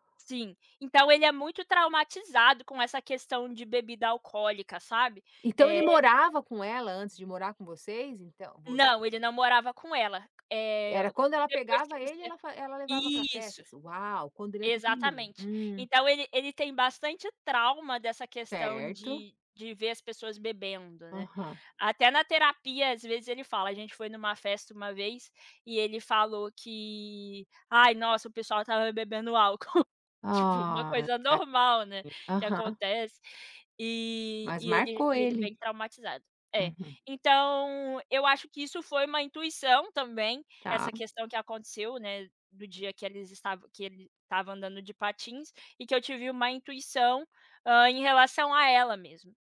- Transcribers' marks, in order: laugh; unintelligible speech
- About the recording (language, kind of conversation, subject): Portuguese, podcast, Como você reconhece quando algo é intuição, e não medo?